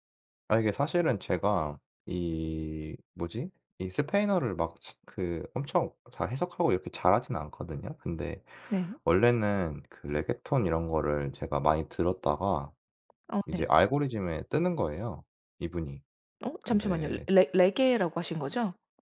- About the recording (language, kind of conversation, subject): Korean, podcast, 요즘 솔직히 가장 자주 듣는 노래는 뭐예요?
- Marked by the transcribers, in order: tapping; other noise; other background noise